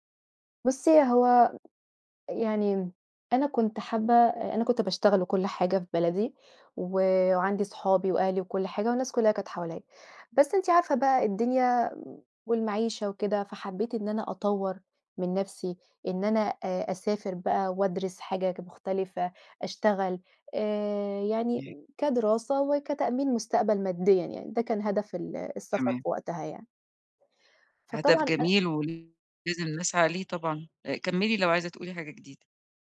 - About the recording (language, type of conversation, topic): Arabic, advice, إزاي أتعامل مع الانتقال لمدينة جديدة وإحساس الوحدة وفقدان الروتين؟
- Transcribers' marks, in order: other street noise